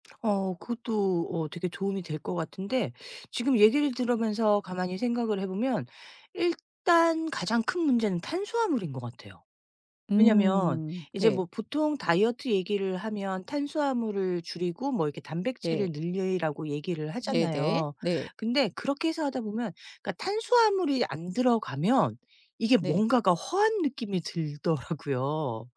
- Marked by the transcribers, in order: laughing while speaking: "들더라고요"
- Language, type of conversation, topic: Korean, advice, 다이어트 계획을 오래 지키지 못하는 이유는 무엇인가요?